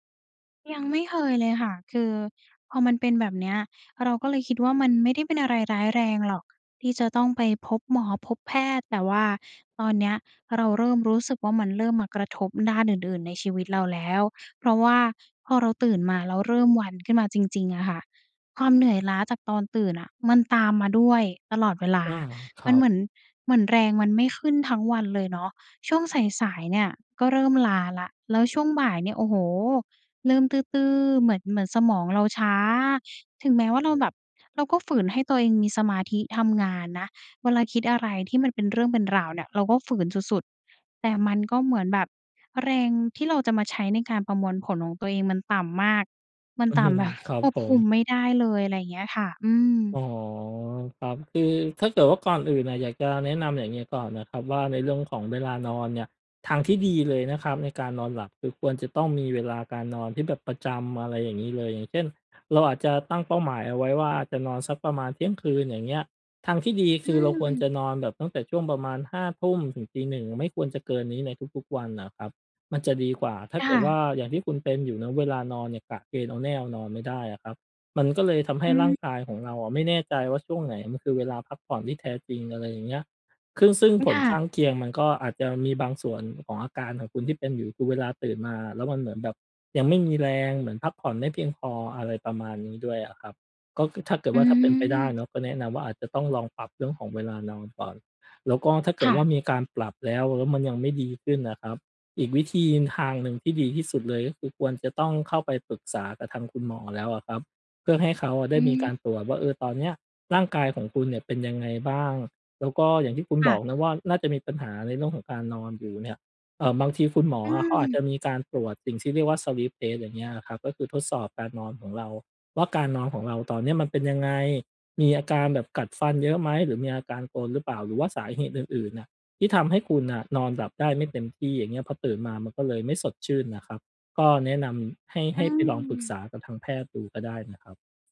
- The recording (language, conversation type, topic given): Thai, advice, ทำไมฉันถึงรู้สึกเหนื่อยทั้งวันทั้งที่คิดว่านอนพอแล้ว?
- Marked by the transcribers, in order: chuckle; in English: "Sleep Test"